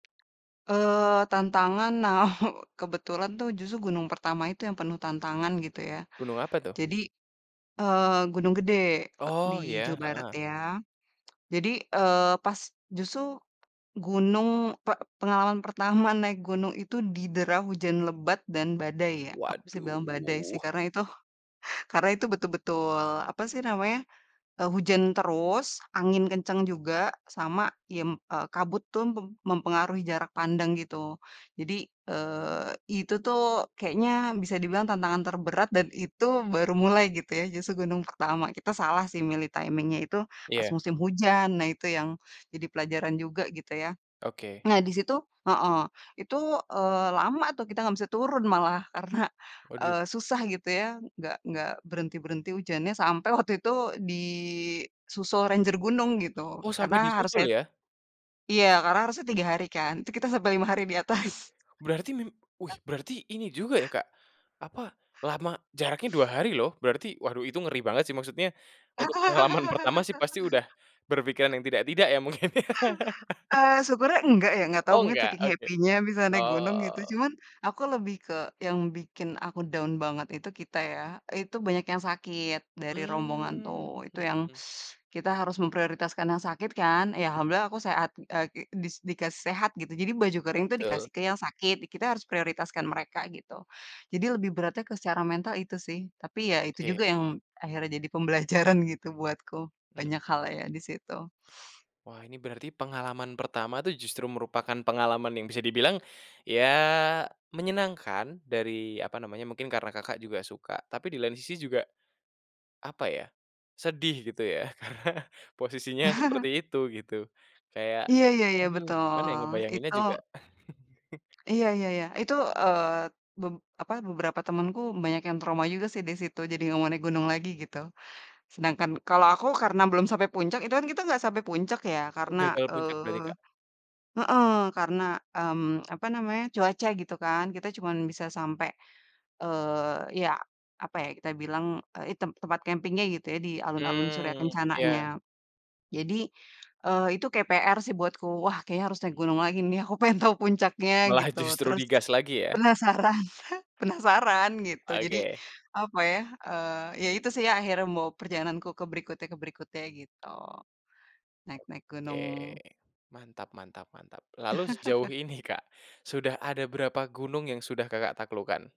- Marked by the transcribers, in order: tapping; chuckle; "justru" said as "jusu"; drawn out: "Waduh"; "tuh" said as "tum"; in English: "timing-nya"; in English: "ranger"; chuckle; sniff; laugh; laughing while speaking: "mungkin ya"; laugh; in English: "happy-nya"; in English: "down"; teeth sucking; stressed: "pembelajaran"; other background noise; chuckle; chuckle; chuckle; chuckle
- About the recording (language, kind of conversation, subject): Indonesian, podcast, Pengalaman di alam apa yang paling mengubah cara pandangmu?